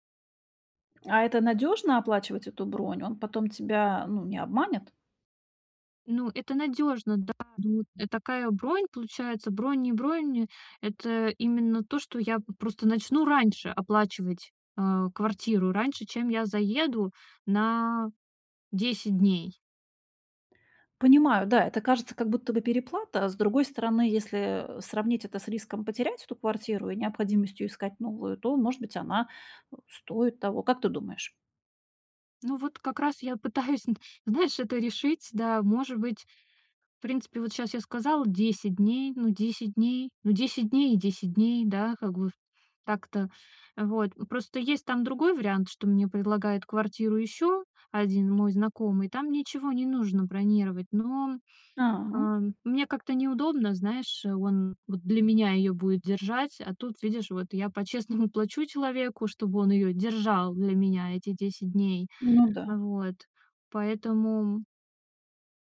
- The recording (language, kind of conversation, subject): Russian, advice, Как принимать решения, когда всё кажется неопределённым и страшным?
- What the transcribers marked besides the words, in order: tapping